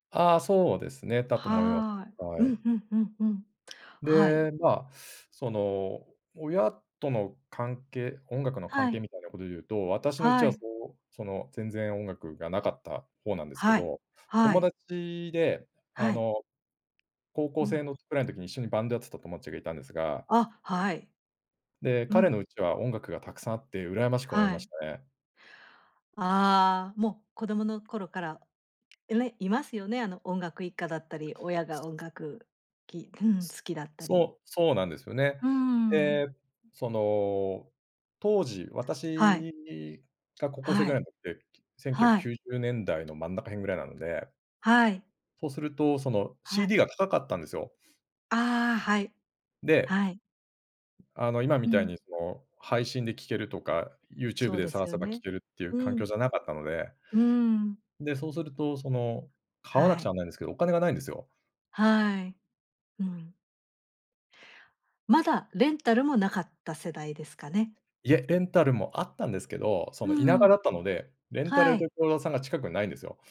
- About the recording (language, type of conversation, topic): Japanese, podcast, 親や家族の音楽の影響を感じることはありますか？
- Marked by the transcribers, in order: other noise